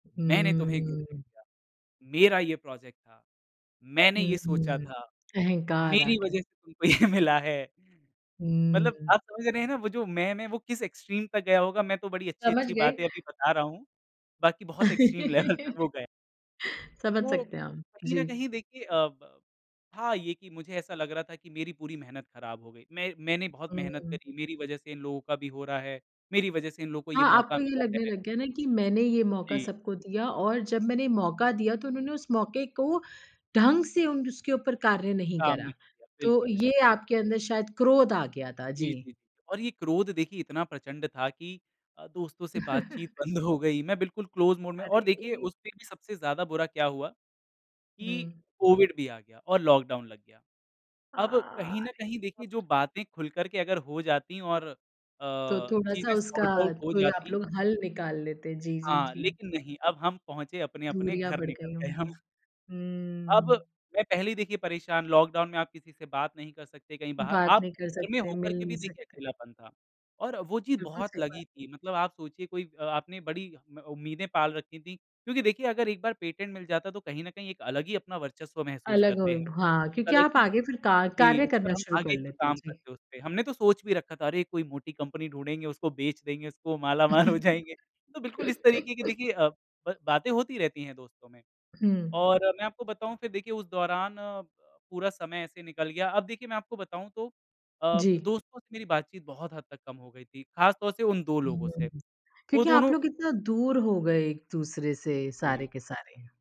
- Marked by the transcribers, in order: in English: "प्रोजेक्ट"; laughing while speaking: "ये मिला है"; in English: "एक्सट्रीम"; in English: "एक्सट्रीम"; laugh; laughing while speaking: "लेवल"; chuckle; laughing while speaking: "बंद हो गई"; in English: "क्लोज मोड"; unintelligible speech; in English: "सॉर्ट-आउट"; laughing while speaking: "गए"; chuckle; laughing while speaking: "हो जाएँगे"
- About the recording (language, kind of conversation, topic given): Hindi, podcast, क्या आपको कभी किसी दुर्घटना से ऐसी सीख मिली है जो आज आपके काम आती हो?